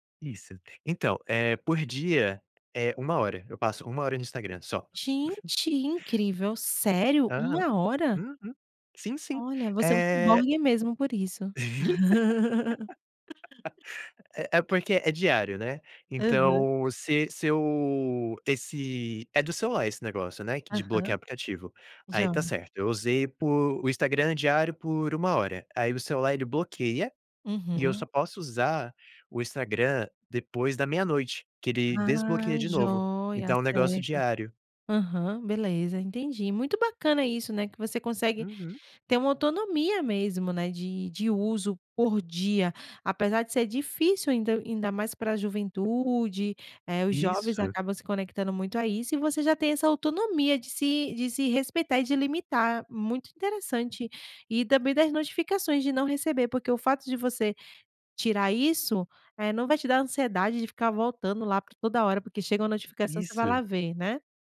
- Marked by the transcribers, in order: laugh; laugh; tapping
- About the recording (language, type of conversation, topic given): Portuguese, podcast, Como você organiza suas notificações e interrupções digitais?
- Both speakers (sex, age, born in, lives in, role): female, 35-39, Brazil, Portugal, host; male, 20-24, Brazil, United States, guest